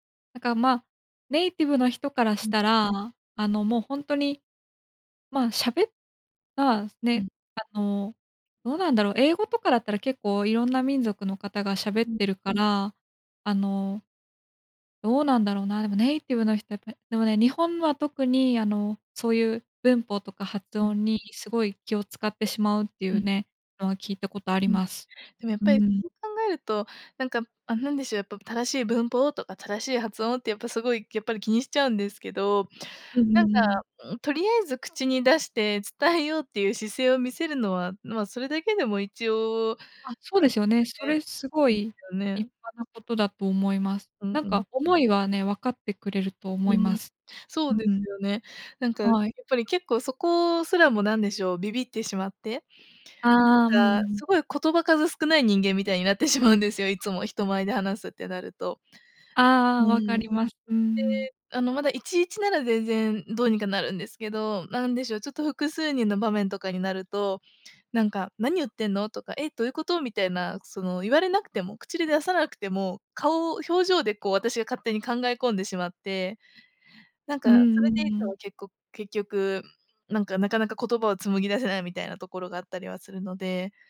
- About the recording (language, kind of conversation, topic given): Japanese, advice, 人前で話すと強い緊張で頭が真っ白になるのはなぜですか？
- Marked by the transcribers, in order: laughing while speaking: "しまうんですよ"